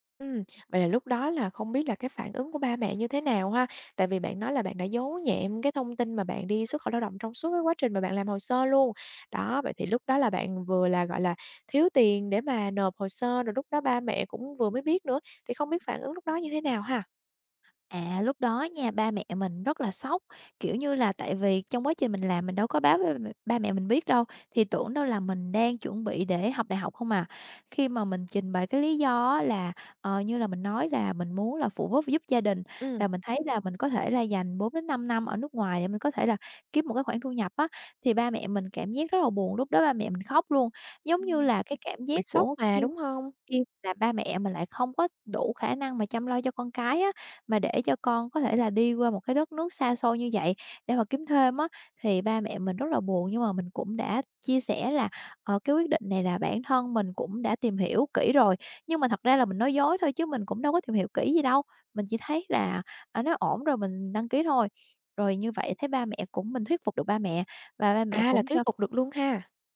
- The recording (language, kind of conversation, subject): Vietnamese, podcast, Bạn có thể kể về quyết định nào khiến bạn hối tiếc nhất không?
- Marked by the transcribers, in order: other background noise; tapping; "giúp" said as "vúp"